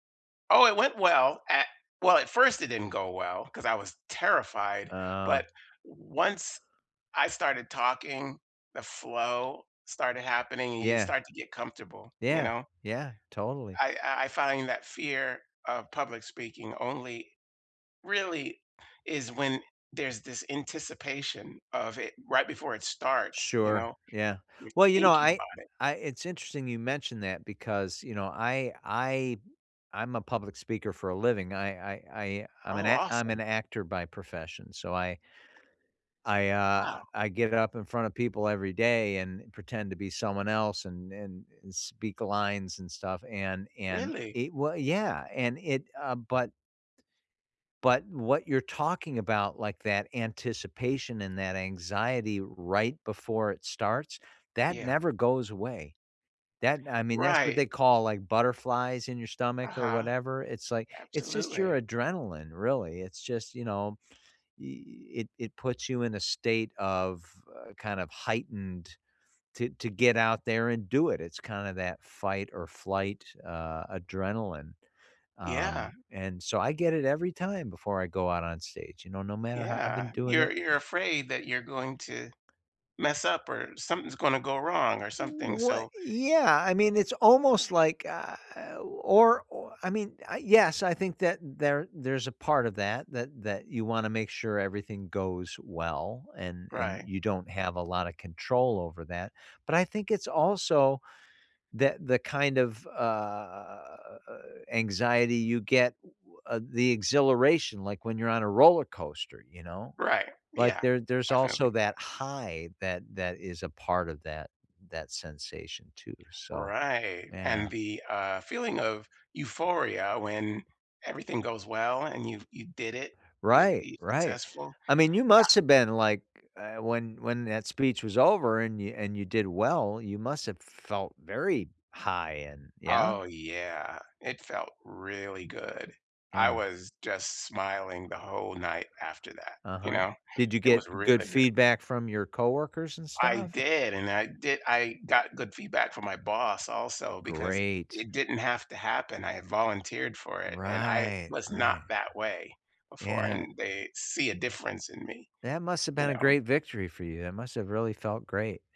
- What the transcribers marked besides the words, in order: other background noise; sigh; unintelligible speech; tapping; drawn out: "uh"; background speech
- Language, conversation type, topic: English, unstructured, What habit could change my life for the better?